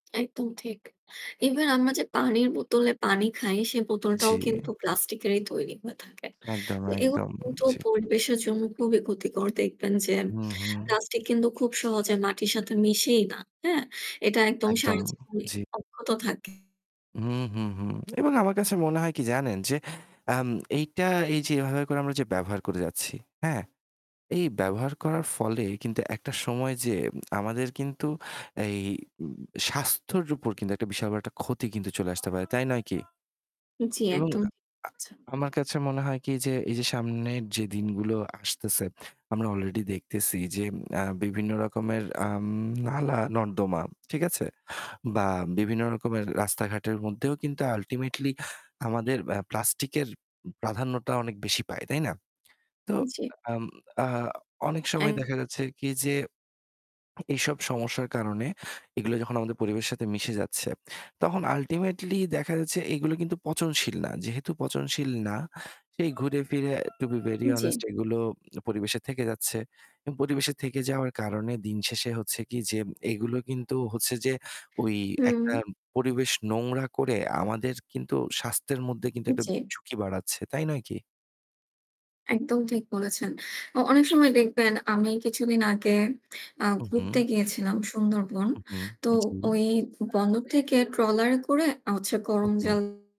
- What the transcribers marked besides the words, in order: static; in English: "Even"; distorted speech; other background noise; in English: "ultimately"; lip smack; tapping; unintelligible speech; in English: "ultimately"; in English: "to be very honest"
- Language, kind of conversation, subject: Bengali, unstructured, প্লাস্টিক দূষণ আমাদের জীবনে কী প্রভাব ফেলে?